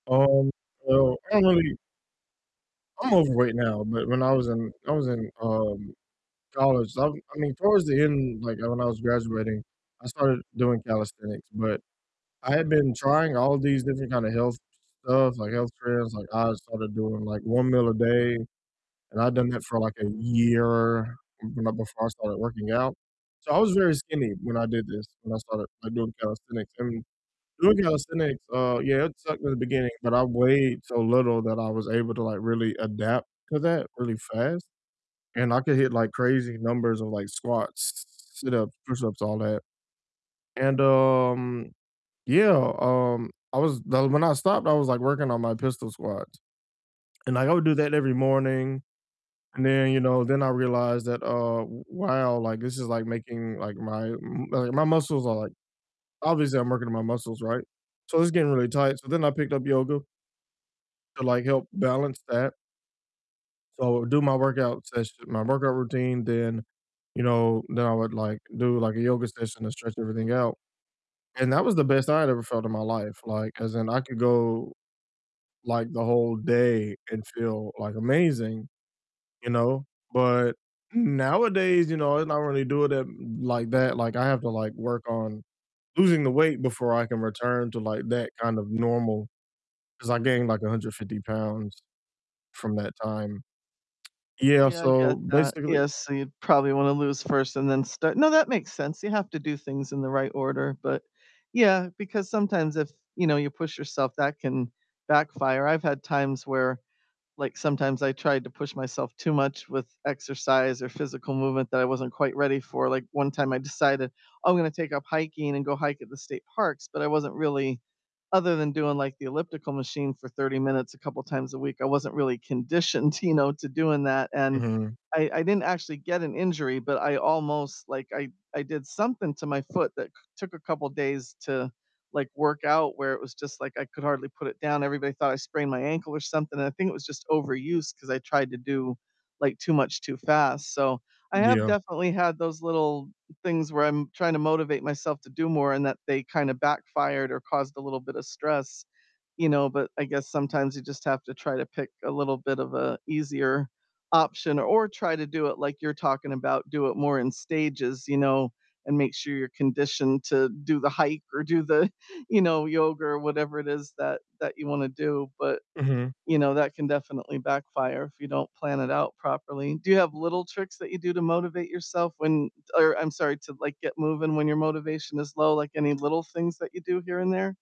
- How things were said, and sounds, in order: distorted speech; other background noise; chuckle
- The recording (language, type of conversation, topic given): English, unstructured, What helps you get moving when your motivation is low?